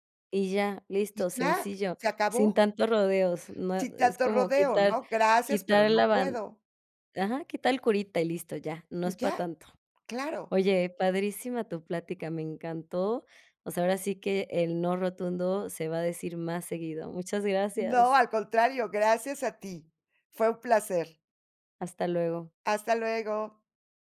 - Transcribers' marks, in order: none
- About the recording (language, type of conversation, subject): Spanish, podcast, ¿Cómo decides cuándo decir no a tareas extra?